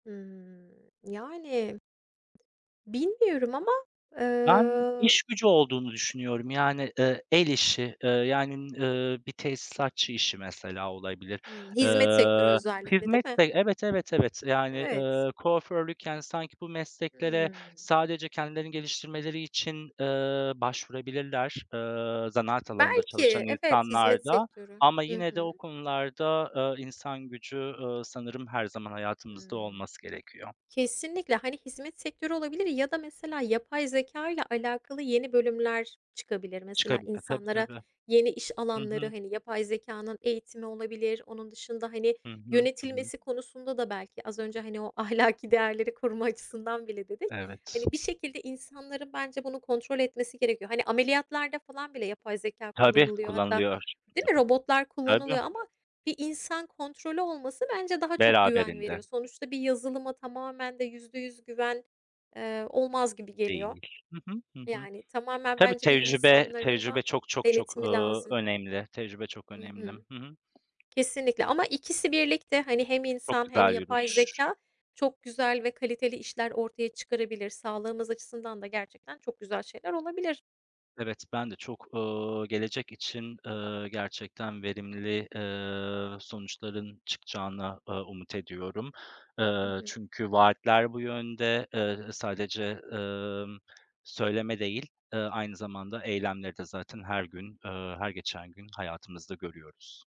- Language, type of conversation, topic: Turkish, unstructured, Robotların işimizi elimizden alması sizi korkutuyor mu?
- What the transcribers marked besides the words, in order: other background noise; laughing while speaking: "ahlaki"; other noise